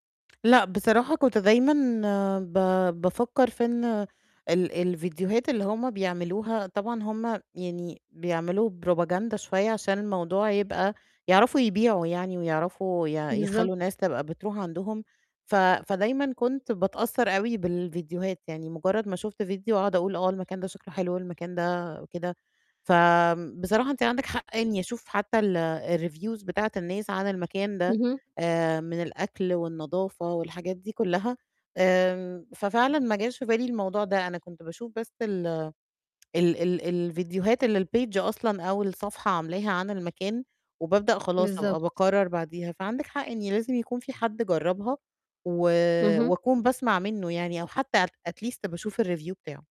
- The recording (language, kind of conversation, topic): Arabic, advice, إزاي أتغلب على القلق وأنا بجرب أماكن جديدة في السفر والإجازات؟
- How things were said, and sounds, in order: in English: "propaganda"; in English: "الreviews"; in English: "الpage"; in English: "at least"; in English: "الreview"